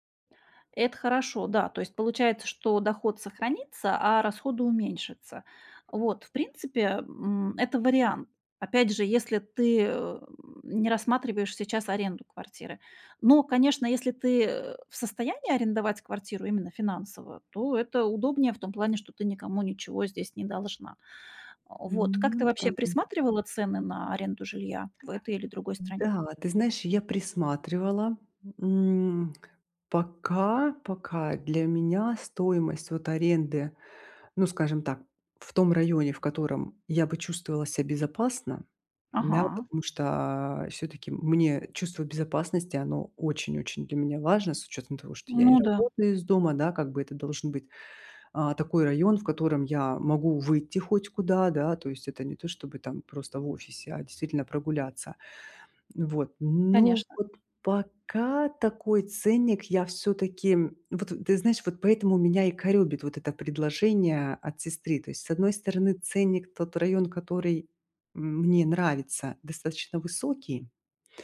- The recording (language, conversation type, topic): Russian, advice, Как лучше управлять ограниченным бюджетом стартапа?
- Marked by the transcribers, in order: tapping; other background noise; other noise; "коробит" said as "корёбит"